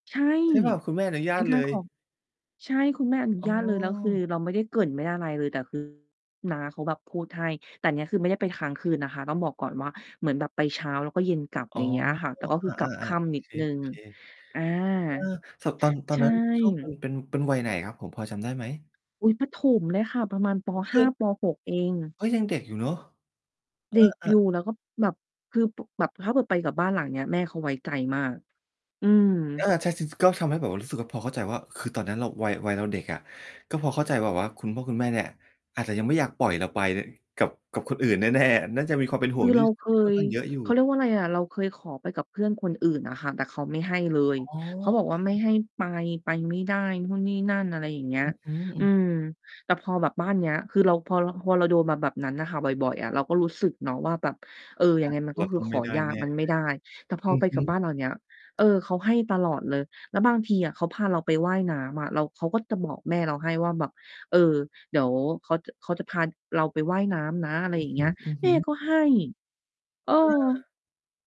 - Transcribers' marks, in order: mechanical hum; distorted speech; laughing while speaking: "แน่ ๆ"; other background noise
- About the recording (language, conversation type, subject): Thai, podcast, ทำไมน้ำใจของเพื่อนบ้านถึงสำคัญต่อสังคมไทย?